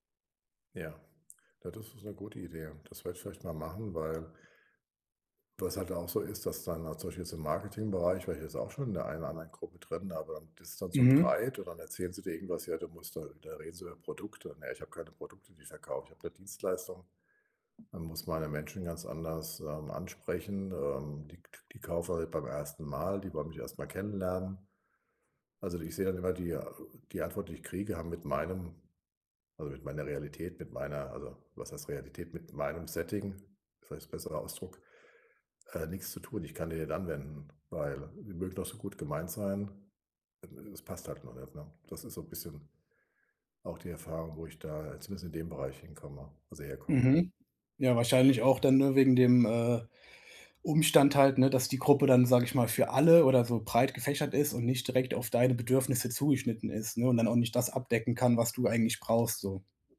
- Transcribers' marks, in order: other background noise
- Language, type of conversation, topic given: German, advice, Wie baue ich in meiner Firma ein nützliches Netzwerk auf und pflege es?